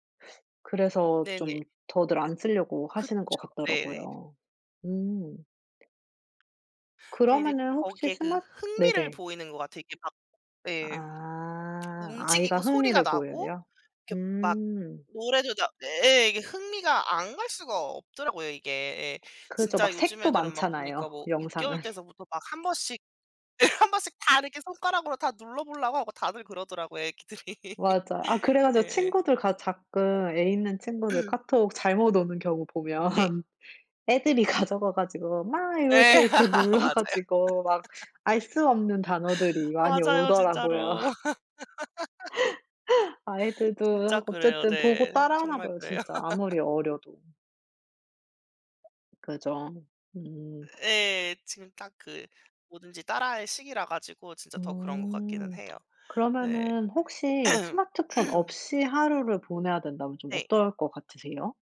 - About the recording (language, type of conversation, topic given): Korean, unstructured, 스마트폰이 당신의 하루를 어떻게 바꾸었나요?
- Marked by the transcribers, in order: other background noise; tapping; laughing while speaking: "영상은"; laughing while speaking: "네 한번씩"; laughing while speaking: "애기들이"; laugh; throat clearing; laughing while speaking: "보면 애들이 가져가 가지고"; laughing while speaking: "네. 아 맞아요"; laugh; laughing while speaking: "오더라고요"; laugh; laughing while speaking: "그래요"; laugh; throat clearing